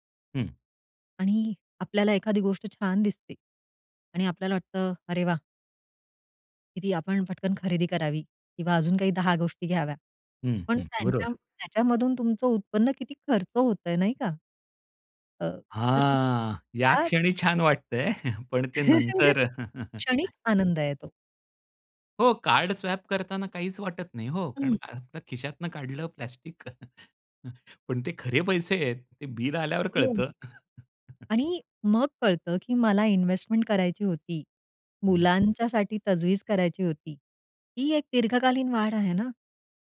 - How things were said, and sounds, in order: laughing while speaking: "वाटतंय, पण ते नंतर"; chuckle; in English: "स्वाइप"; laughing while speaking: "प्लास्टिक"; chuckle; chuckle; in English: "इन्व्हेस्टमेंट"; other background noise
- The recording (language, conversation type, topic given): Marathi, podcast, तात्काळ समाधान आणि दीर्घकालीन वाढ यांचा तोल कसा सांभाळतोस?